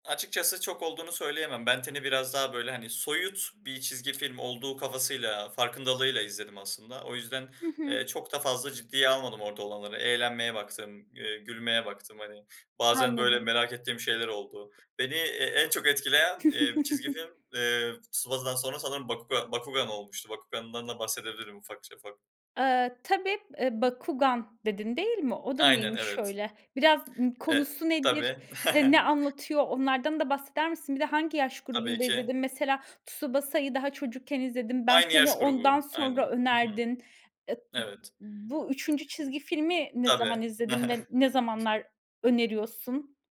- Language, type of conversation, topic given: Turkish, podcast, Çocukken en sevdiğin çizgi film ya da kahraman kimdi?
- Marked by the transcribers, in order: other background noise; tapping; chuckle; chuckle; chuckle